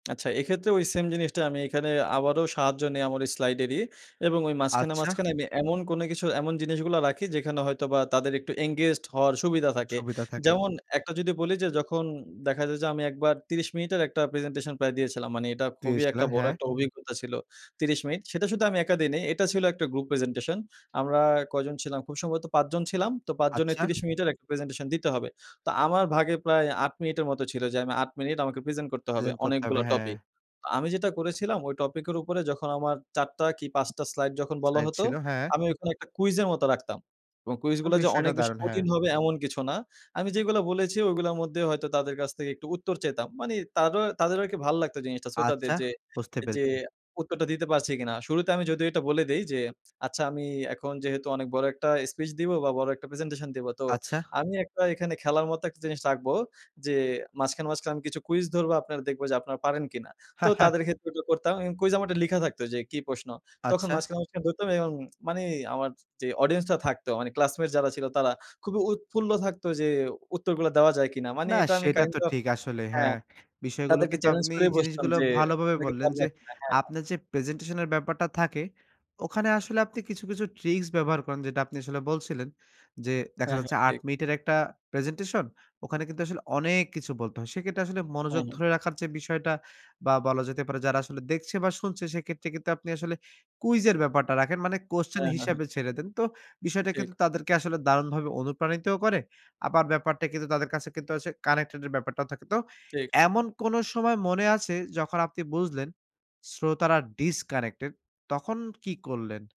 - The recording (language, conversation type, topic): Bengali, podcast, শ্রোতাদের মনোযোগ কীভাবে ধরে রাখো, বলো তো?
- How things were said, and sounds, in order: tapping; in English: "engaged"; other noise; in English: "কানেক্টেড"; in English: "Disconnected"